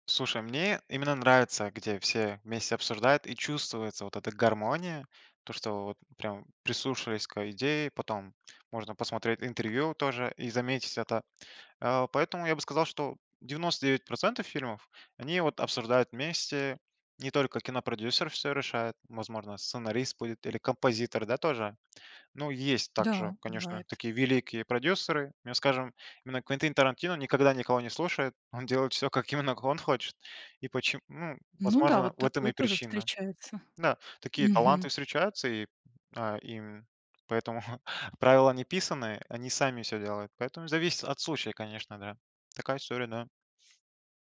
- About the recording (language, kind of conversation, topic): Russian, podcast, Как хороший саундтрек помогает рассказу в фильме?
- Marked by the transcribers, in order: tapping; chuckle; other background noise